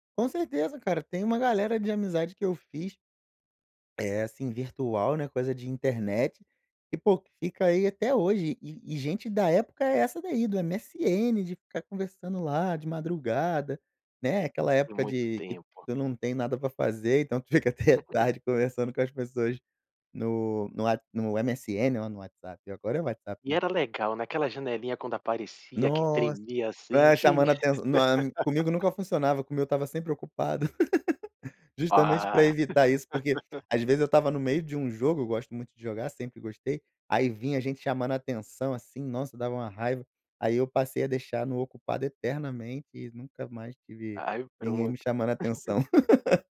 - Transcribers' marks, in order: laugh; laugh; laugh; giggle; laugh
- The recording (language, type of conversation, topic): Portuguese, podcast, Como a internet te ajuda a encontrar a sua turma?